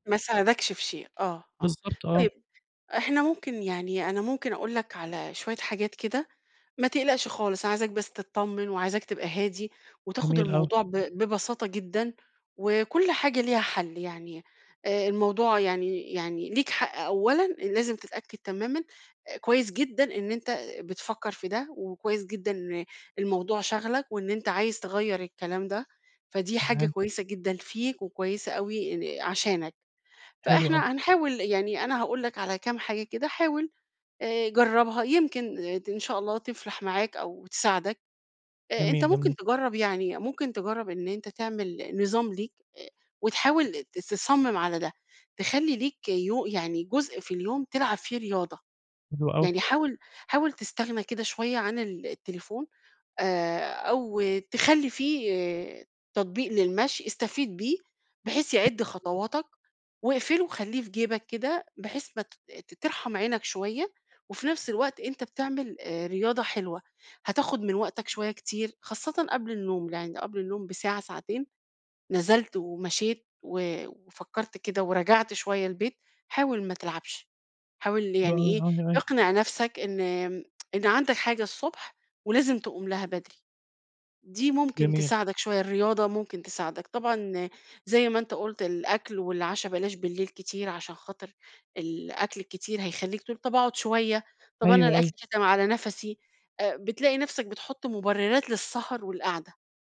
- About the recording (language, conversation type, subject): Arabic, advice, إزاي بتتعامل مع وقت استخدام الشاشات عندك، وبيأثر ده على نومك وتركيزك إزاي؟
- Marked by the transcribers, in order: tapping; unintelligible speech; tsk